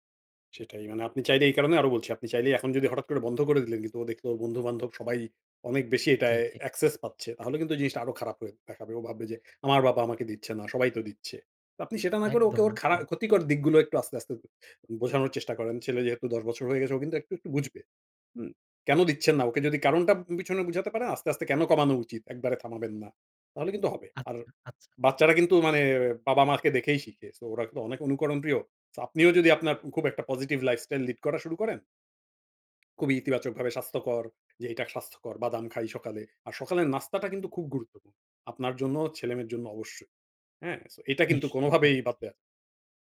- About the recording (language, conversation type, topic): Bengali, advice, বাচ্চাদের সামনে স্বাস্থ্যকর খাওয়ার আদর্শ দেখাতে পারছি না, খুব চাপে আছি
- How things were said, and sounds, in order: in English: "access"; in English: "positive lifestyle lead"; tapping